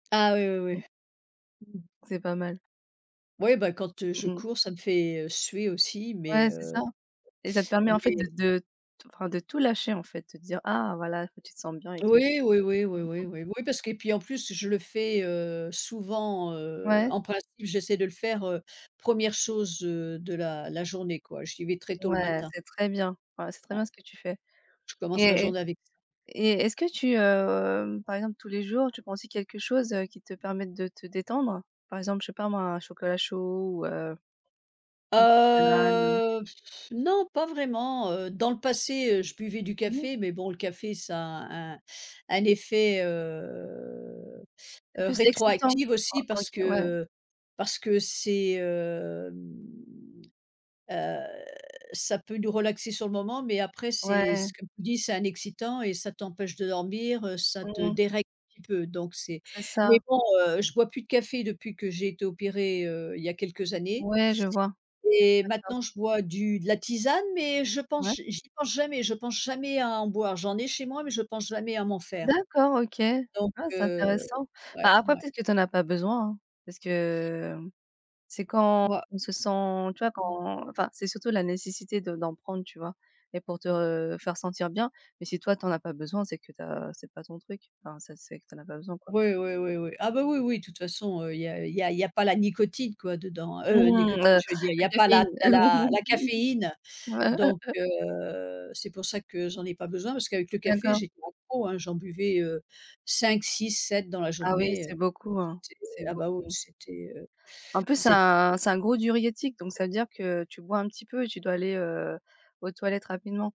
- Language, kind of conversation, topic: French, unstructured, Pourquoi est-il important de prendre soin de sa santé mentale ?
- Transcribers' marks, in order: other background noise; teeth sucking; scoff; drawn out: "heu"; drawn out: "hem"; drawn out: "que"; "nicotine" said as "nicotite"; laugh; "diurétique" said as "duriétique"